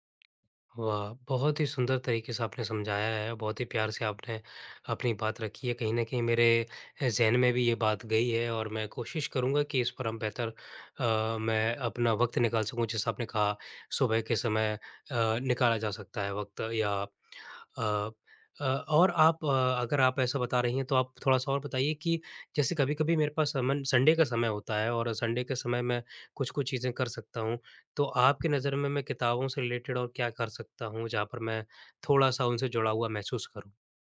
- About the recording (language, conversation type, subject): Hindi, advice, रोज़ पढ़ने की आदत बनानी है पर समय निकालना मुश्किल होता है
- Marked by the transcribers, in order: in English: "संडे"; in English: "संडे"; in English: "रिलेटेड"